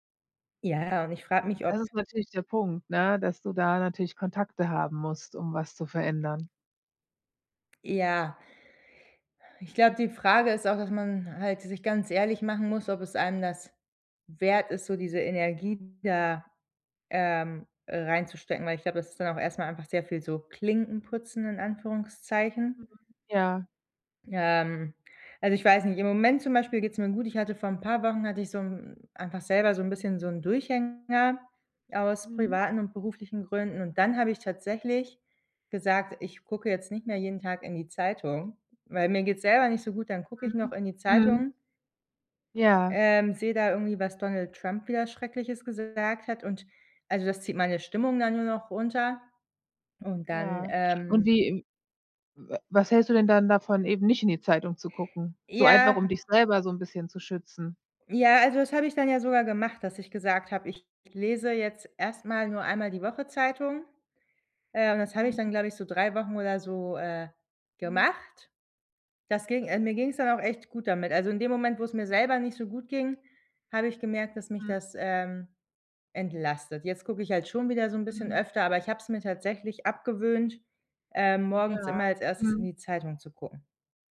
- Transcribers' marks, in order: other background noise
- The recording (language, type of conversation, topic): German, advice, Wie kann ich emotionale Überforderung durch ständige Katastrophenmeldungen verringern?